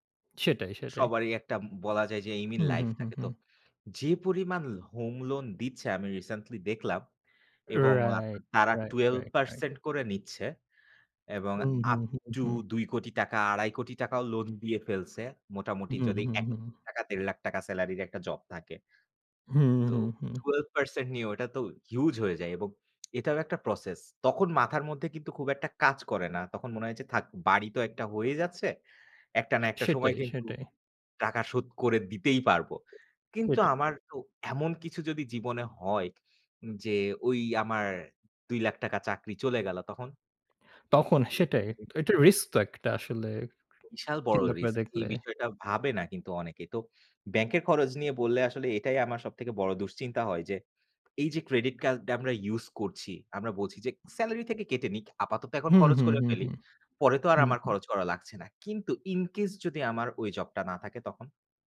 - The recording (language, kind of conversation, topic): Bengali, unstructured, ব্যাংকের বিভিন্ন খরচ সম্পর্কে আপনার মতামত কী?
- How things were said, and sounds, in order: in English: "এইম ইন লাইফ"; in English: "আপ টু"; tapping; other background noise